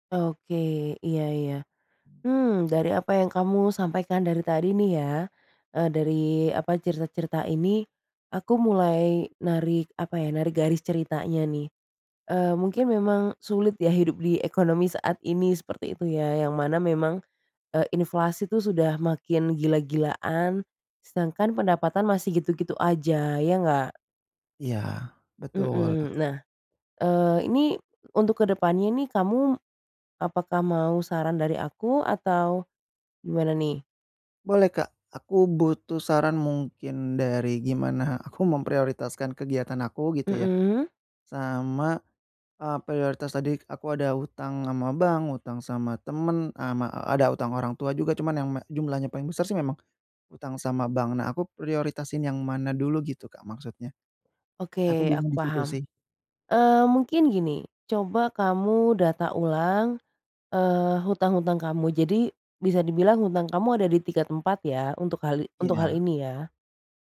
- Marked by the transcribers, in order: other background noise; tapping
- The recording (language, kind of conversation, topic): Indonesian, advice, Bagaimana cara menentukan prioritas ketika saya memiliki terlalu banyak tujuan sekaligus?